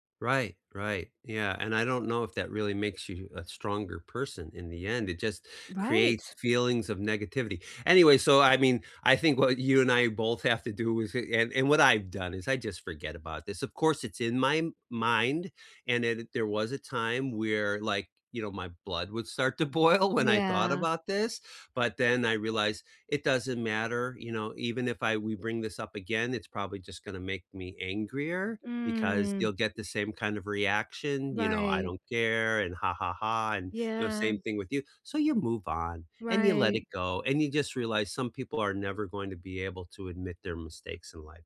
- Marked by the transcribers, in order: laughing while speaking: "what"; laughing while speaking: "boil"; other background noise; drawn out: "Mm"
- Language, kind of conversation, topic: English, unstructured, Do you feel angry when you remember how someone treated you in the past?